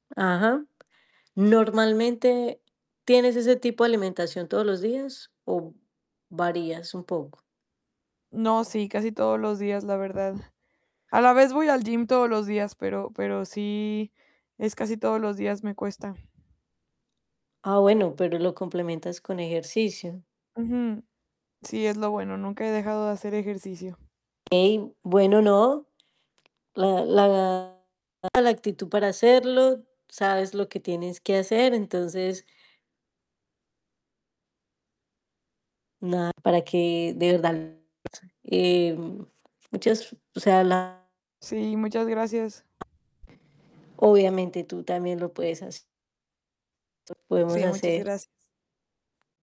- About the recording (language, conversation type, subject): Spanish, advice, ¿Cómo puedo empezar a cambiar poco a poco mis hábitos alimentarios para dejar los alimentos procesados?
- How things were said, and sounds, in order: tapping; static; distorted speech; other noise